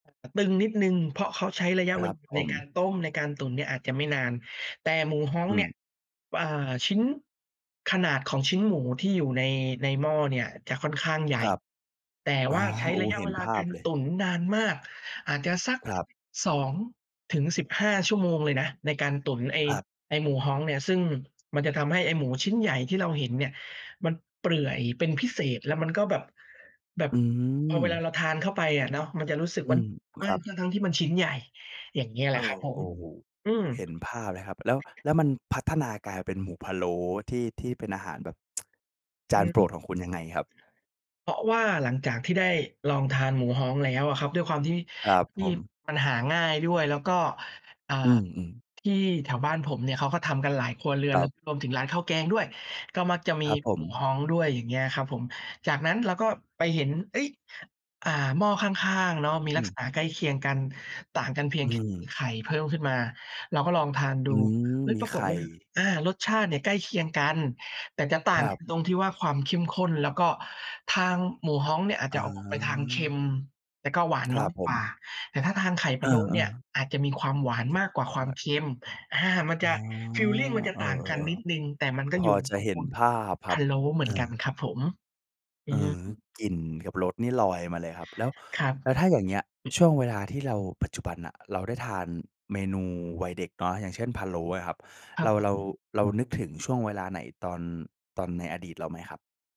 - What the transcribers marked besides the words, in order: other background noise; "เปื่อย" said as "เปลื่อย"; tapping; tsk; unintelligible speech; other noise
- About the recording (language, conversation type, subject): Thai, podcast, อาหารที่คุณเติบโตมากับมันมีความหมายต่อคุณอย่างไร?